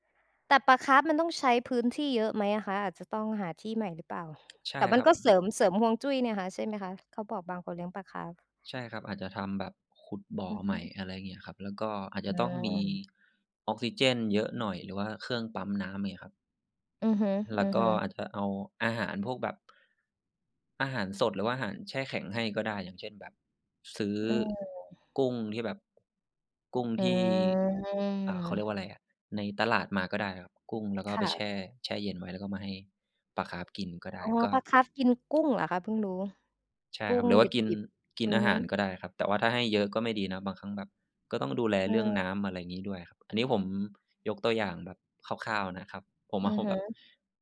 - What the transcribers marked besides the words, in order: tapping; "พบ" said as "ฮบ"
- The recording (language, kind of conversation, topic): Thai, unstructured, คุณมีวิธีสร้างบรรยากาศที่ดีในบ้านอย่างไร?